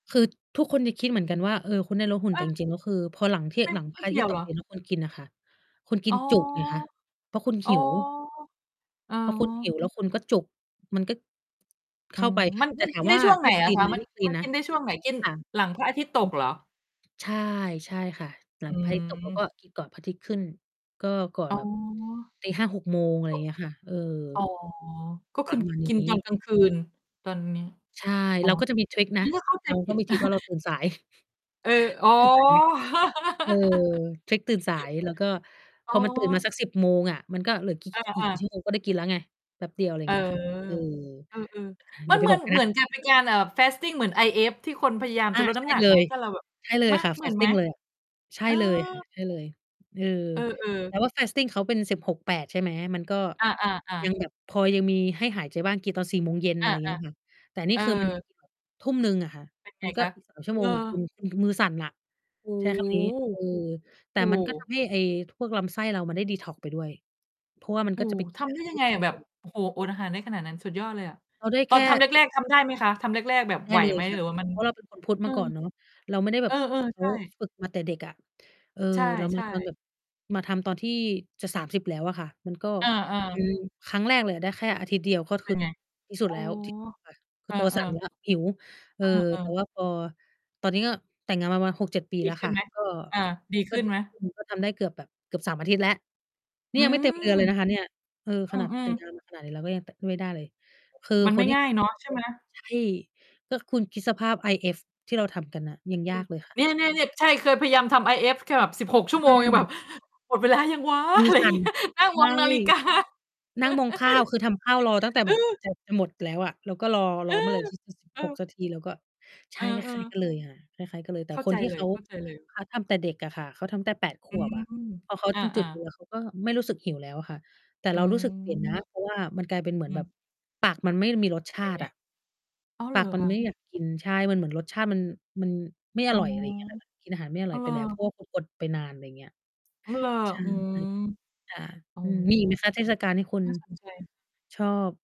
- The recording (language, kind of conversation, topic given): Thai, unstructured, เทศกาลไหนที่ทำให้คุณรู้สึกอบอุ่นใจมากที่สุด?
- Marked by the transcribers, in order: distorted speech; static; other noise; chuckle; laugh; chuckle; in English: "fasting"; in English: "fasting"; in English: "fasting"; unintelligible speech; unintelligible speech; other background noise; unintelligible speech; laughing while speaking: "อะไรอย่างเงี้ย นั่งมองนาฬิกา"; chuckle